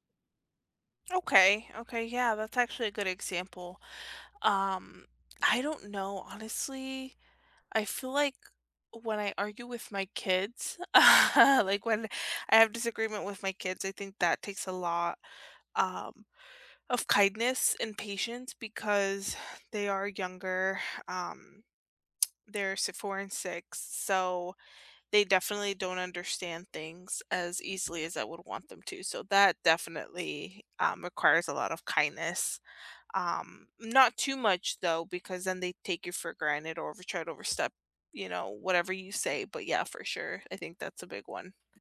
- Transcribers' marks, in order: chuckle; tsk; tapping
- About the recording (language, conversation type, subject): English, unstructured, How do you navigate conflict without losing kindness?
- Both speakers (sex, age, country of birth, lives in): female, 25-29, United States, United States; male, 20-24, United States, United States